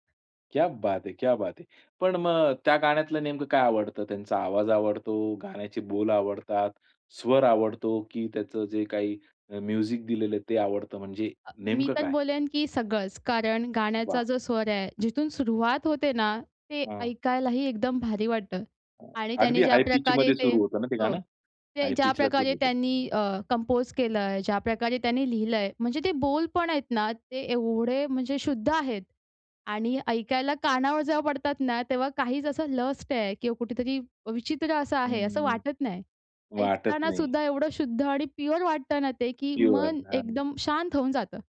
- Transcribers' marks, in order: in Hindi: "क्या बात है, क्या बात है!"; in English: "म्युझिक"; in English: "हाय पिचमध्ये"; in English: "हाय पिचला"; in English: "कंपोज"; in English: "लस्ट"
- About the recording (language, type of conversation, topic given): Marathi, podcast, कोणते पुस्तक किंवा गाणे वर्षानुवर्षे अधिक अर्थपूर्ण वाटू लागते?